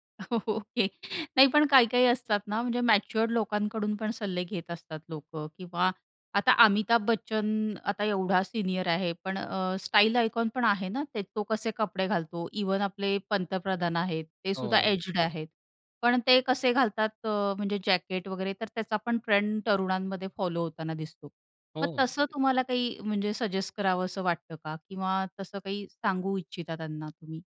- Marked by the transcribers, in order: chuckle; laughing while speaking: "ओके"; in English: "स्टाईल आयकॉन"; other background noise; tapping
- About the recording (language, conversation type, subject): Marathi, podcast, सामाजिक माध्यमांमुळे तुमची कपड्यांची पसंती बदलली आहे का?